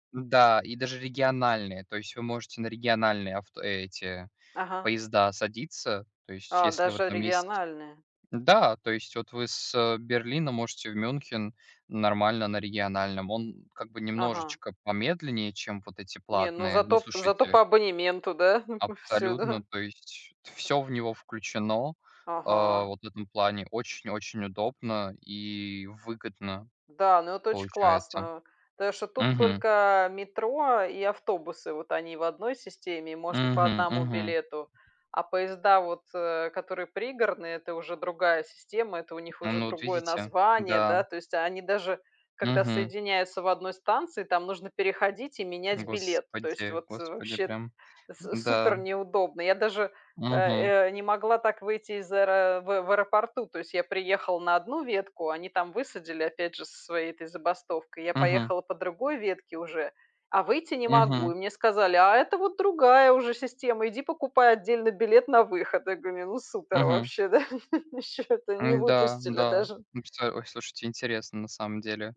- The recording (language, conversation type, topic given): Russian, unstructured, Вы бы выбрали путешествие на машине или на поезде?
- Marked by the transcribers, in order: laughing while speaking: "да"; tapping; laugh